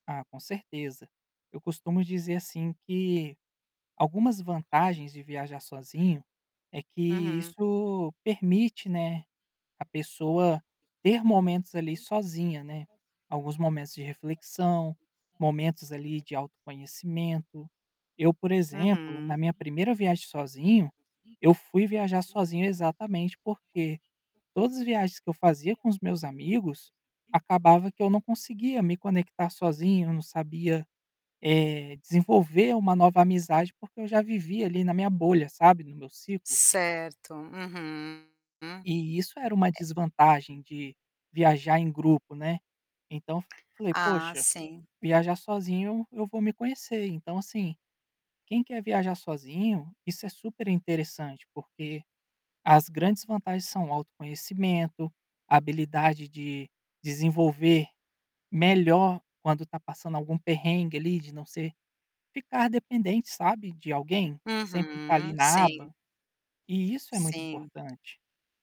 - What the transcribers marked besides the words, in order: other background noise; static; distorted speech; tapping
- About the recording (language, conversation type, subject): Portuguese, podcast, Por onde você recomenda começar para quem quer viajar sozinho?